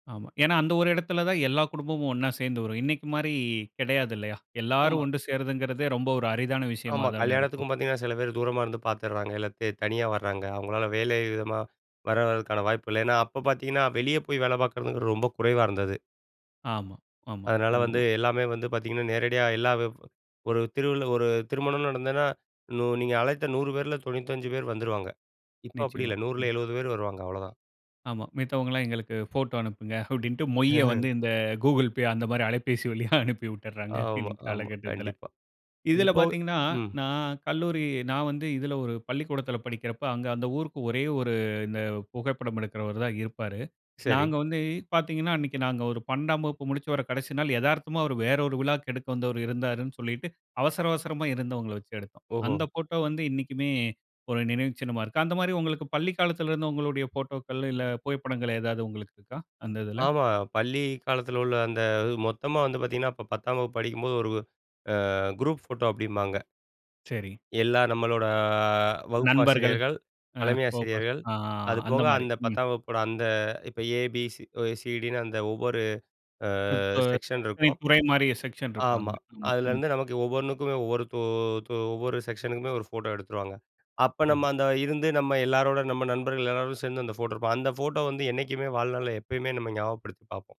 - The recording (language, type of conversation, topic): Tamil, podcast, பழைய புகைப்படங்களைப் பார்க்கும்போது நீங்கள் என்ன நினைக்கிறீர்கள்?
- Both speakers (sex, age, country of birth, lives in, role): male, 35-39, India, India, host; male, 40-44, India, India, guest
- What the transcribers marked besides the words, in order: laughing while speaking: "மித்தவங்கலாம் எங்களுக்கு போட்டோ அனுப்புங்க அப்டின்ட்டு … விட்டுறாங்க. இந்த காலகட்டத்தில"; laugh; in English: "குரூப் ஃபோட்டோ"; "போககூடாது" said as "போககூ"; in English: "செக்ஷன்"; unintelligible speech; in English: "செக்ஷன்"; in English: "செக்ஷனுக்குமே"